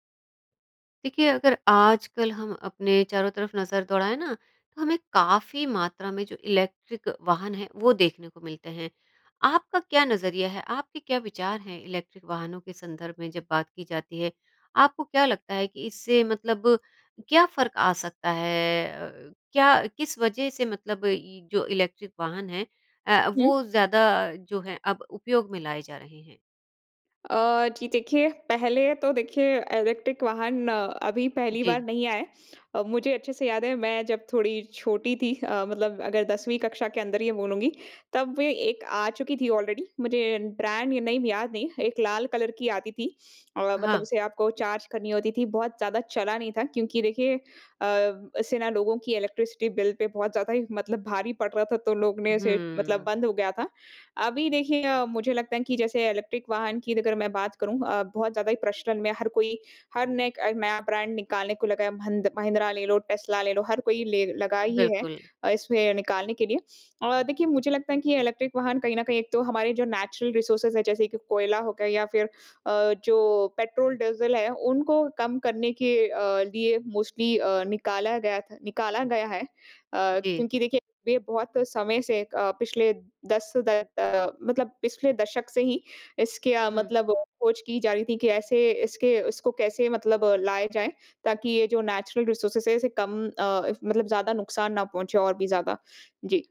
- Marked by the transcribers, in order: in English: "इलेक्ट्रिक"; in English: "इलेक्ट्रिक"; in English: "इलेक्ट्रिक"; in English: "इलेक्ट्रिक"; in English: "ऑलरेडी"; in English: "नेम"; in English: "कलर"; in English: "इलेक्ट्रिसिटी"; in English: "इलेक्ट्रिक"; in English: "इलेक्ट्रिक"; in English: "नेचुरल रिसोर्स"; in English: "मोस्टली"; in English: "नेचुरल रिसोर्सेज़"
- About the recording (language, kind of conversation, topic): Hindi, podcast, इलेक्ट्रिक वाहन रोज़मर्रा की यात्रा को कैसे बदल सकते हैं?